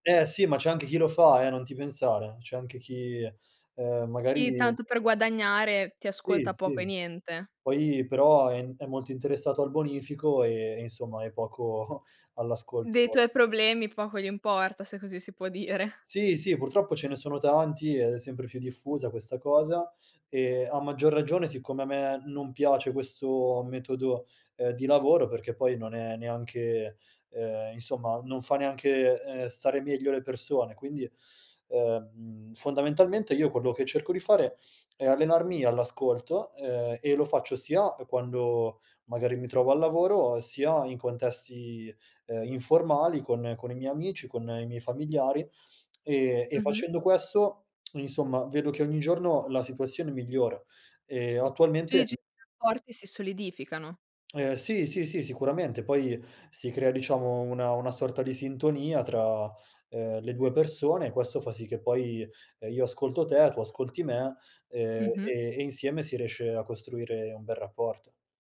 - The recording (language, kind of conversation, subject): Italian, podcast, Che ruolo ha l'ascolto nel creare fiducia?
- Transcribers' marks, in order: other background noise; chuckle; laughing while speaking: "dire"; tsk; tsk; "riesce" said as "resce"